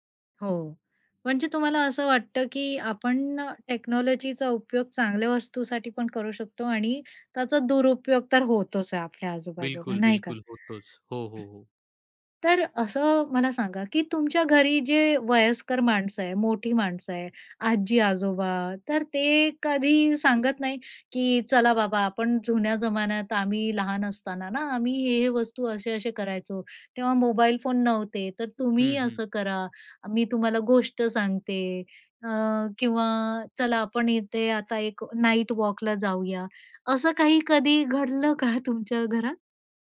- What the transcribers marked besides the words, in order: in English: "टेक्नॉलॉजीचा"; tapping; throat clearing; chuckle
- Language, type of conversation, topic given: Marathi, podcast, स्मार्टफोनमुळे तुमची लोकांशी असलेली नाती कशी बदलली आहेत?